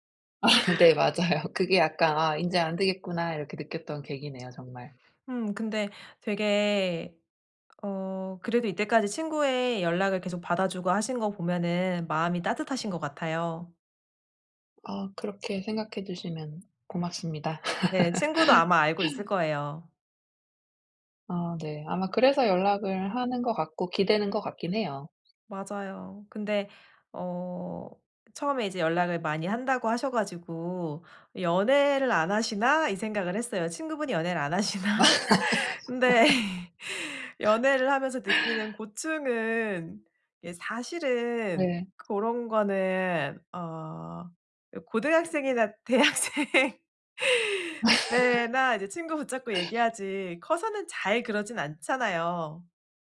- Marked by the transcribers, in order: laugh; laughing while speaking: "맞아요"; other background noise; laugh; laughing while speaking: "맞아"; laughing while speaking: "하시나? 근데"; laugh; laughing while speaking: "대학생"; laugh
- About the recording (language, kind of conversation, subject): Korean, advice, 친구들과 건강한 경계를 정하고 이를 어떻게 의사소통할 수 있을까요?